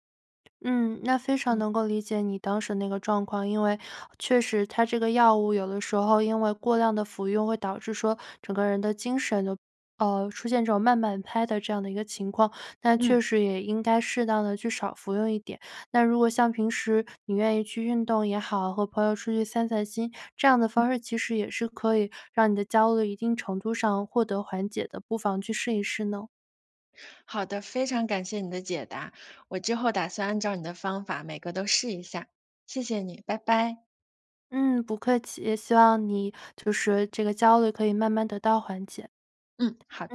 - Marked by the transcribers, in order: tapping; other background noise
- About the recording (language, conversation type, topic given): Chinese, advice, 你能描述一下最近持续出现、却说不清原因的焦虑感吗？